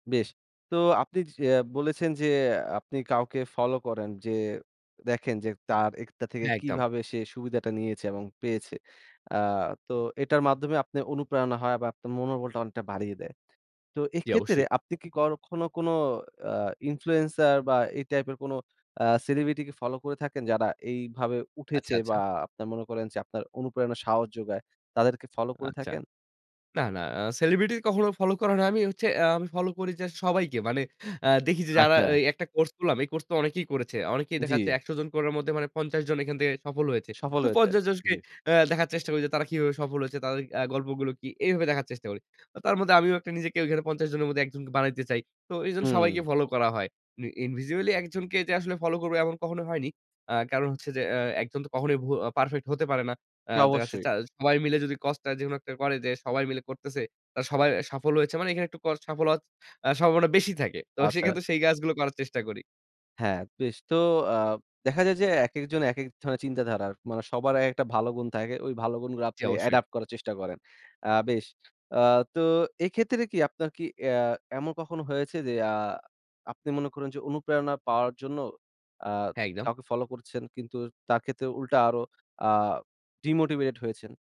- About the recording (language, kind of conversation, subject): Bengali, podcast, দীর্ঘ সময় অনুপ্রেরণা ধরে রাখার কৌশল কী?
- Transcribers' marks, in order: "এইটা" said as "একতা"; tapping; "কখনও" said as "করখনও"; in English: "influencer"; in English: "individually"; in English: "অ্যাডাপ্ট"; in English: "ডিমোটিভেটেড"